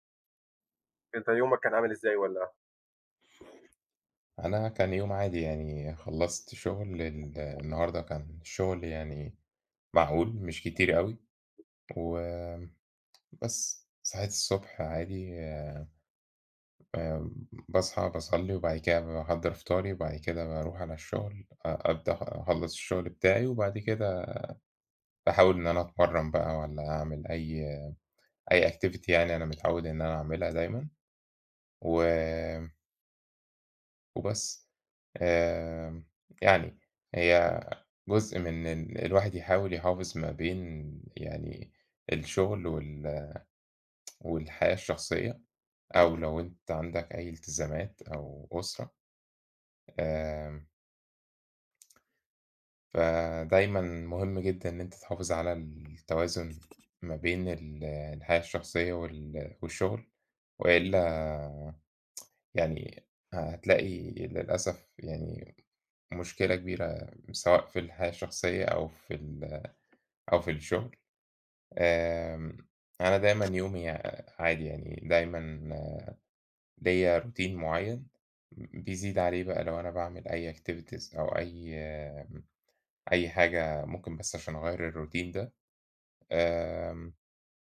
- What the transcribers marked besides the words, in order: tapping; in English: "activity"; other background noise; tsk; in English: "روتين"; in English: "activities"; in English: "الروتين"
- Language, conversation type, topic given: Arabic, unstructured, إزاي تحافظ على توازن بين الشغل وحياتك؟